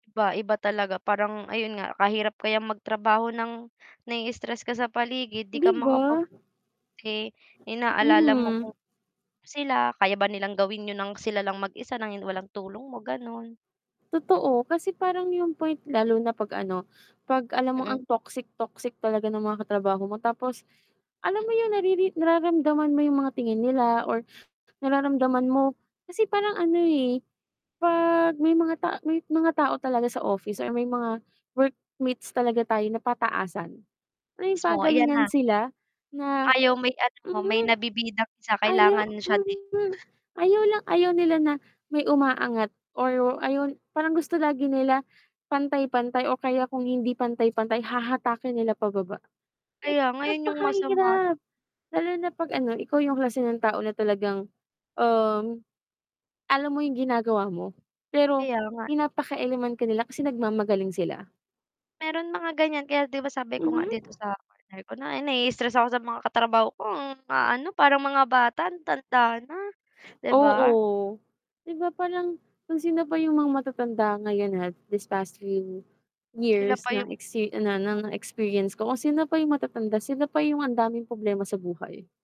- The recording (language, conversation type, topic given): Filipino, unstructured, Paano mo pinapawi ang pagkapagod at pag-aalala matapos ang isang mahirap na araw?
- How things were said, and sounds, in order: static; distorted speech; drawn out: "'pag"; unintelligible speech; drawn out: "Oo"